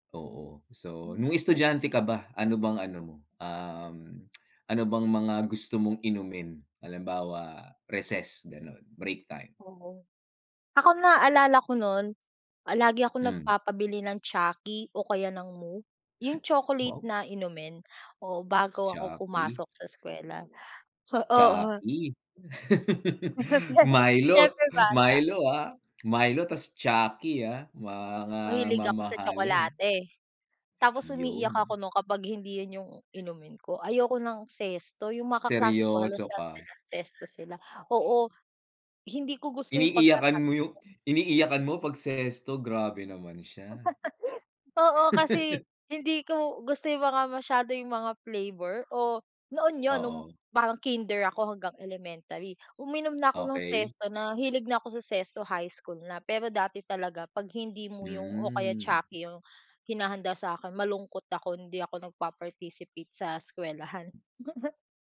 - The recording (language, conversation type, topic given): Filipino, unstructured, Ano ang mga paboritong inumin ng mga estudyante tuwing oras ng pahinga?
- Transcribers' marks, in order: tongue click; laugh; laugh; chuckle